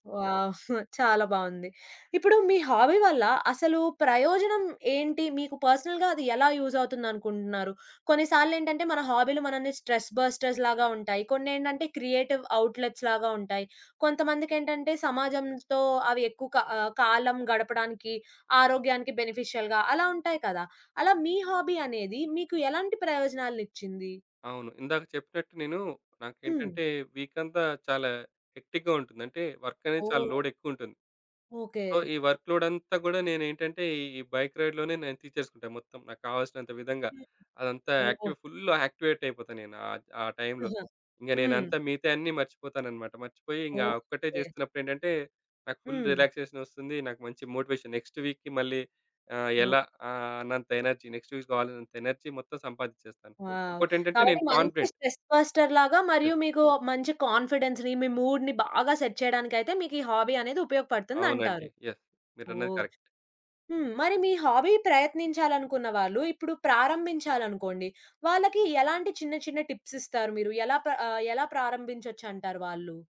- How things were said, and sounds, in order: in English: "వావ్!"; chuckle; in English: "హాబీ"; in English: "పర్సనల్‌గా"; in English: "యూజ్"; in English: "స్ట్రెస్ బస్టర్స్‌లాగా"; in English: "క్రియేటివ్ ఔట్లెట్స్‌లాగా"; in English: "బెనిఫిషియల్‌గా"; in English: "హాబీ"; other background noise; in English: "హెక్టిక్‌గా"; in English: "లోడ్"; in English: "సో"; in English: "వర్క్"; in English: "బైక్ రైడ్‌లోనే"; in English: "యాక్టివ్‌ఫుల్‌గా యాక్టివేట్"; in English: "టైమ్‌లో"; chuckle; tapping; in English: "ఫుల్ రిలాక్సేషన్"; in English: "మోటివేషన్. నెక్స్ట్ వీక్‌కి"; in English: "ఎనర్జీ, నెక్స్ట్ వీక్"; in English: "ఎనర్జీ"; in English: "వావ్!"; in English: "కాన్ఫిడెంట్"; in English: "స్ట్రెస్ బస్టర్‌లాగా"; in English: "కాన్ఫిడెన్స్‌ని"; in English: "మూడ్‌ని"; in English: "సెట్"; in English: "హాబీ"; in English: "యెస్"; in English: "కరెక్ట్"; in English: "హాబీని"
- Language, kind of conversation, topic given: Telugu, podcast, మీరు ఎక్కువ సమయం కేటాయించే హాబీ ఏది?